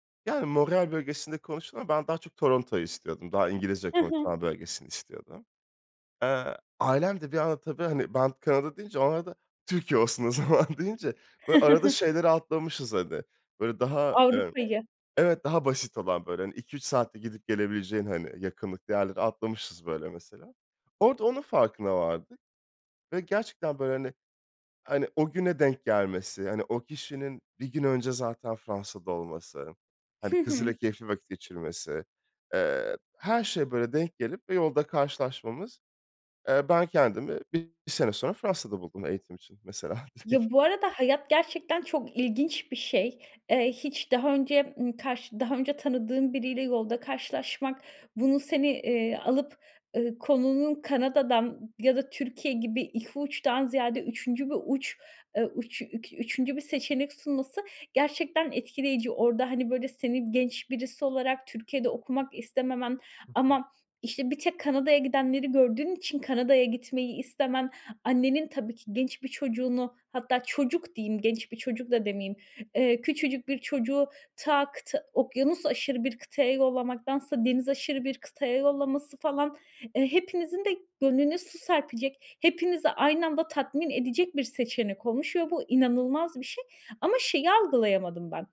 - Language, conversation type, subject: Turkish, podcast, Beklenmedik bir karşılaşmanın hayatını değiştirdiği zamanı anlatır mısın?
- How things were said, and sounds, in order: put-on voice: "Montréal"; chuckle; laughing while speaking: "o zaman deyince"; tapping; laughing while speaking: "direkt"